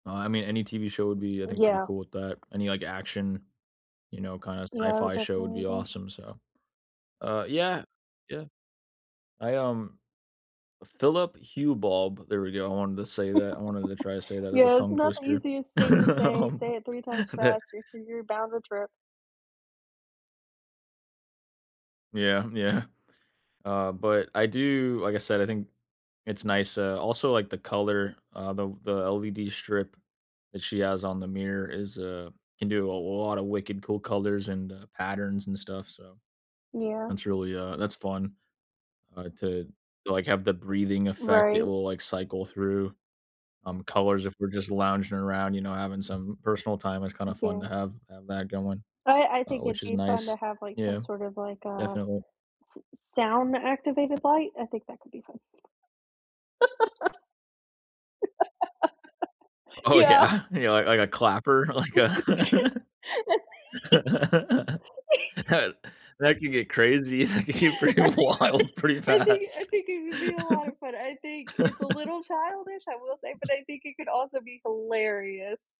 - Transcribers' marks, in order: tapping; "Philip" said as "Philips"; laugh; laughing while speaking: "Um"; chuckle; laugh; laughing while speaking: "Oh yeah"; laugh; laugh; laugh; laughing while speaking: "that can get pretty wild pretty fast"; laugh; chuckle
- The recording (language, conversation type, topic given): English, unstructured, What lighting tweaks—warm lamps, smart-bulb scenes, or DIY touches—make your home feel cozy and welcoming?
- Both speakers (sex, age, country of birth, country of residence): female, 20-24, United States, United States; male, 30-34, United States, United States